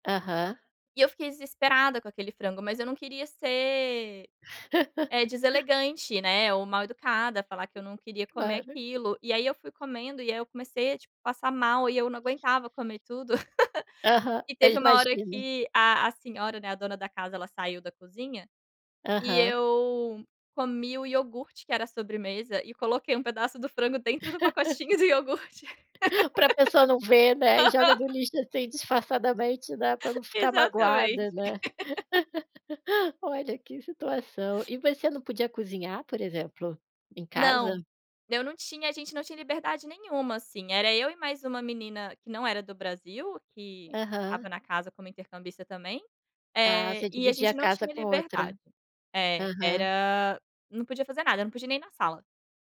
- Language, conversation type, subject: Portuguese, podcast, Como foi sua primeira viagem solo?
- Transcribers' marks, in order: laugh; other noise; laugh; laugh; tapping; laugh; laugh